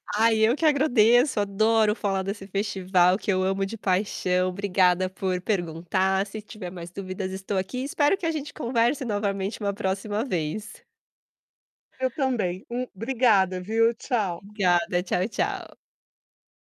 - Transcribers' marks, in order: none
- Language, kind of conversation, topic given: Portuguese, podcast, Você pode me contar sobre uma festa cultural que você ama?